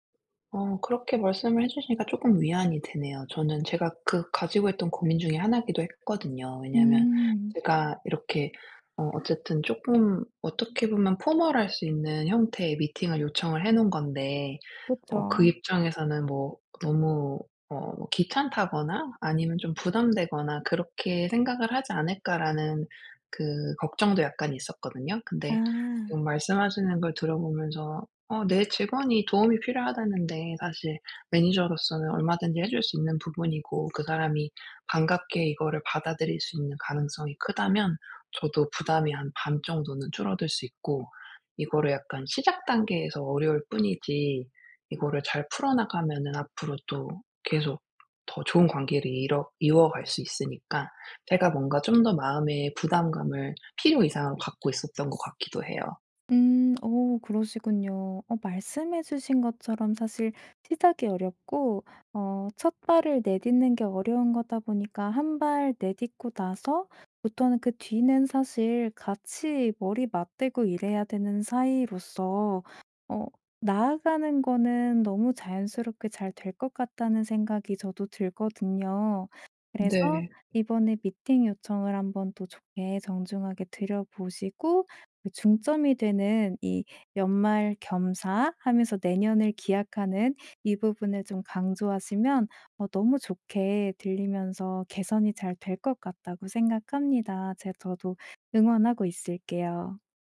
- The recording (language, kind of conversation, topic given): Korean, advice, 멘토에게 부담을 주지 않으면서 효과적으로 도움을 요청하려면 어떻게 해야 하나요?
- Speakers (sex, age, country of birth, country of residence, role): female, 25-29, South Korea, Malta, advisor; female, 40-44, South Korea, United States, user
- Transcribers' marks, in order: other background noise; tapping; in English: "formal할"